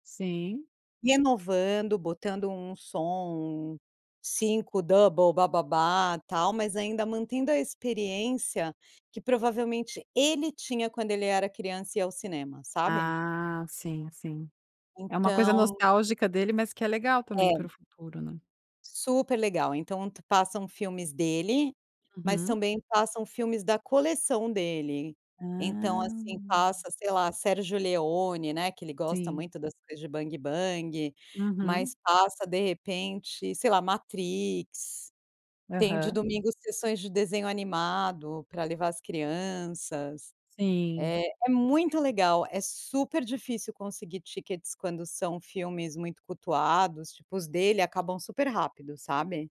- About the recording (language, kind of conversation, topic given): Portuguese, podcast, Como era ir ao cinema quando você era criança?
- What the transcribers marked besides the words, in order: in English: "double"; tapping; drawn out: "Hã"; in English: "tickets"